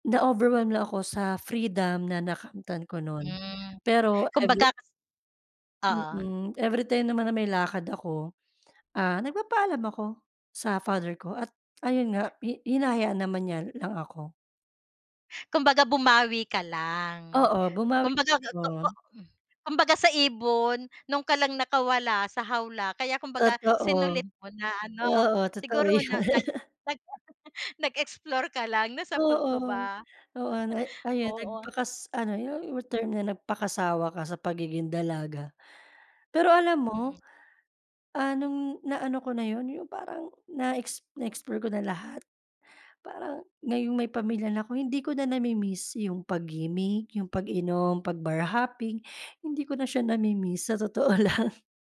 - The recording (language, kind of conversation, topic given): Filipino, podcast, Ano ang pinakamahalagang aral na natutunan mo sa buhay?
- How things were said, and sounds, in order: laugh; chuckle; laughing while speaking: "sa totoo lang"